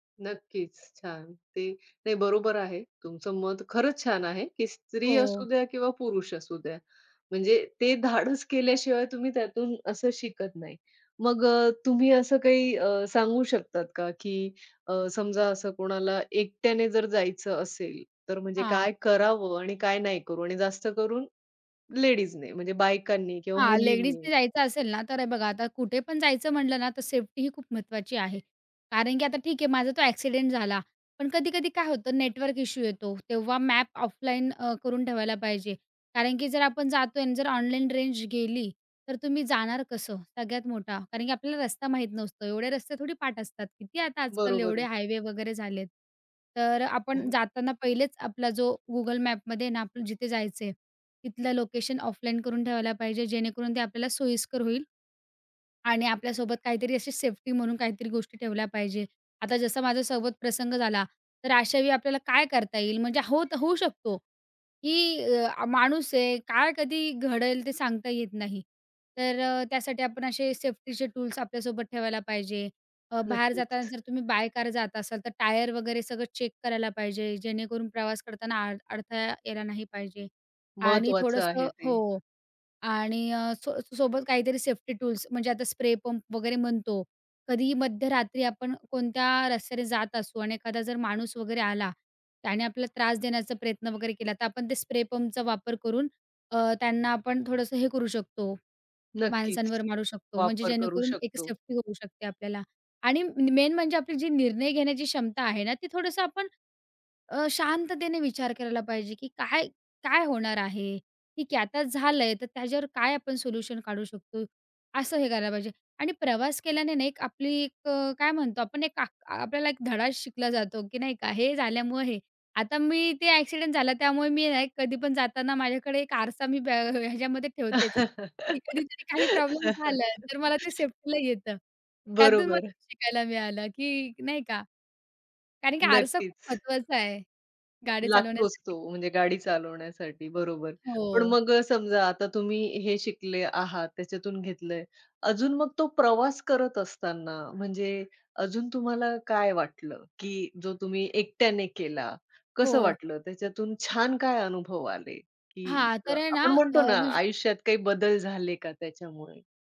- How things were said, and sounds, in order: in English: "लेडीजने"; in English: "लेडीजने"; in English: "इश्यू"; in English: "ऑफलाईन"; in English: "ऑफलाईन"; in English: "सेफ्टी"; in English: "बाय"; in English: "चेक"; in English: "मेन"; laugh; laughing while speaking: "ह्याच्यामध्ये ठेवतेच, की कधीतरी काही … की नाही का"; laughing while speaking: "बरोबर"
- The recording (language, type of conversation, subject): Marathi, podcast, एकट्याने प्रवास करताना तुम्हाला स्वतःबद्दल काय नवीन कळले?